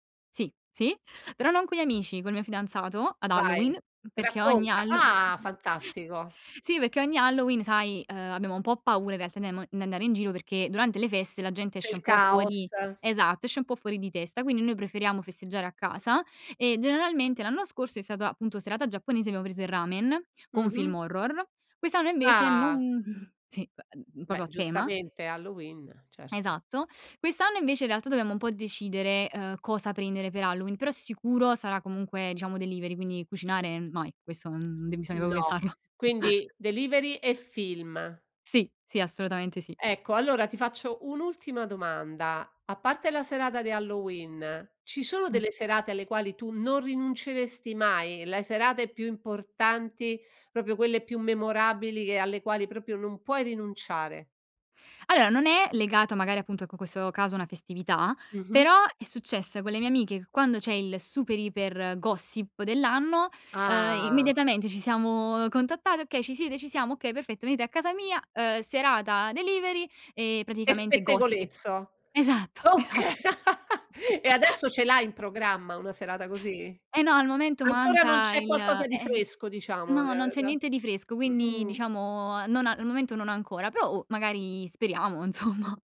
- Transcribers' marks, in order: chuckle; chuckle; in English: "delivery"; chuckle; in English: "delivery"; drawn out: "Ah"; drawn out: "siamo"; in English: "delivery"; laugh; laughing while speaking: "Esatto, esatto"; chuckle; laughing while speaking: "insomma"
- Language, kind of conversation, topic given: Italian, podcast, Qual è la tua esperienza con le consegne a domicilio e le app per ordinare cibo?